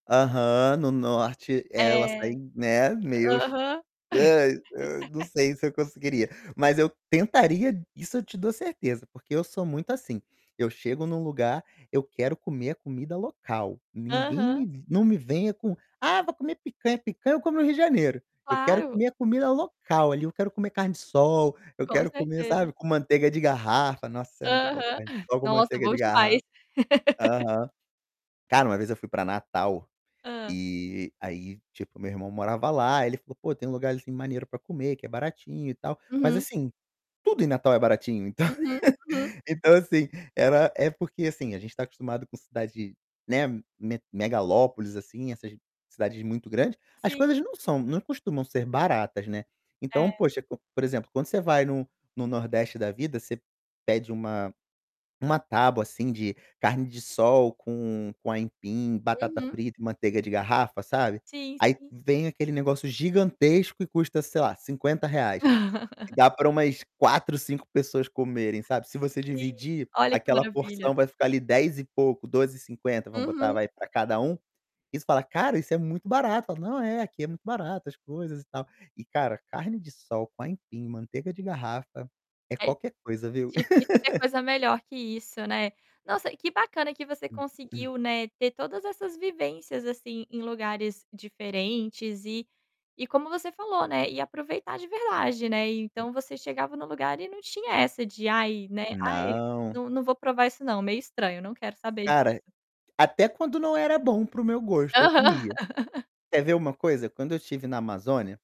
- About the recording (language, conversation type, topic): Portuguese, podcast, Como viajar te ensinou a lidar com as diferenças culturais?
- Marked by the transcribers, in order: static; laughing while speaking: "nã nã"; laugh; put-on voice: "Ah, vou comer picanha"; chuckle; laugh; distorted speech; laughing while speaking: "então"; laugh; other background noise; laugh; throat clearing; laughing while speaking: "Aham"; laugh